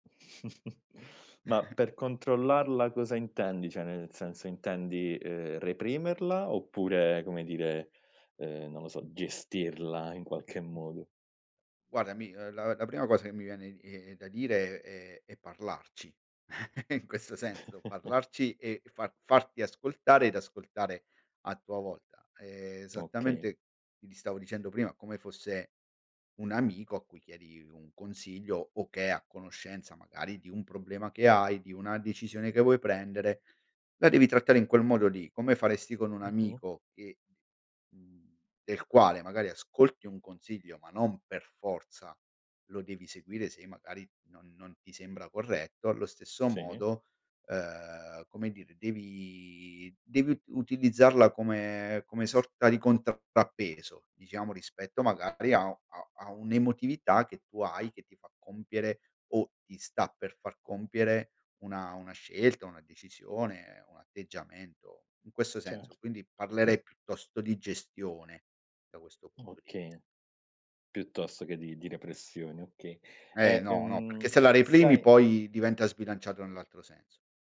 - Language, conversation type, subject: Italian, podcast, Come gestisci la voce critica dentro di te?
- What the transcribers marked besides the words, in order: snort; chuckle; other background noise; chuckle; throat clearing